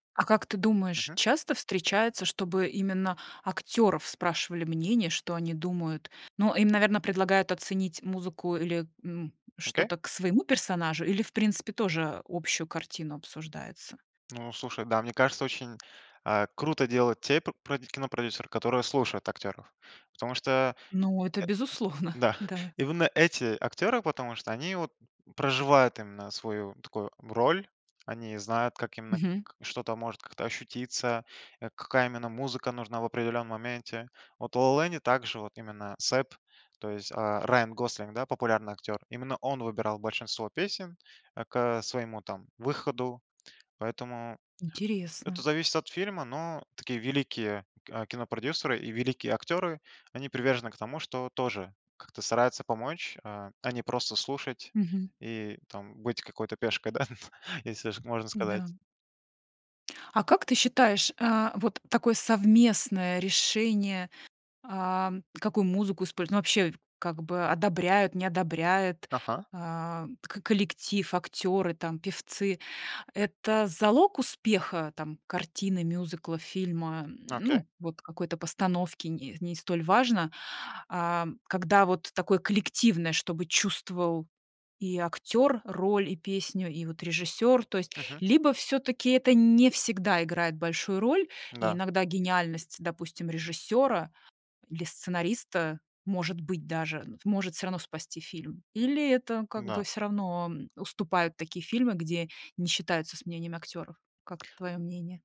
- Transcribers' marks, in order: tapping; laughing while speaking: "безусловно"; chuckle
- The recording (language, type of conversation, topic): Russian, podcast, Как хороший саундтрек помогает рассказу в фильме?